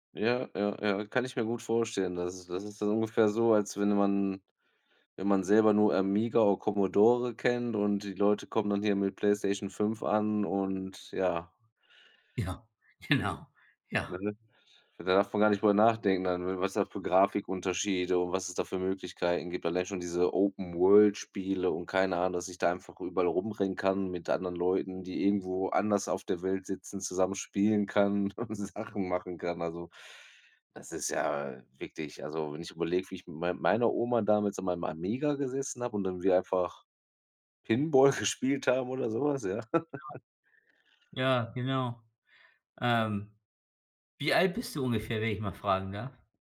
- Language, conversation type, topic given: German, unstructured, Welche wissenschaftliche Entdeckung findest du am faszinierendsten?
- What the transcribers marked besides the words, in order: laughing while speaking: "Ja, genau"; other background noise; giggle; laughing while speaking: "und Sachen"; laughing while speaking: "gespielt"; laugh